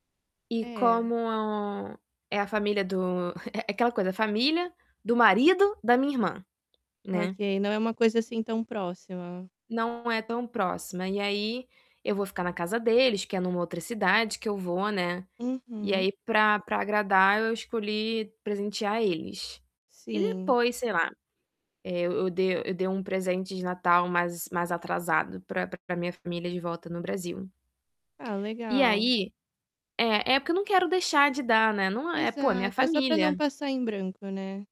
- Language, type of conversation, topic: Portuguese, advice, Como posso encontrar boas opções de presentes ou roupas sem ter tempo para pesquisar?
- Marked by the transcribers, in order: tapping; other background noise; distorted speech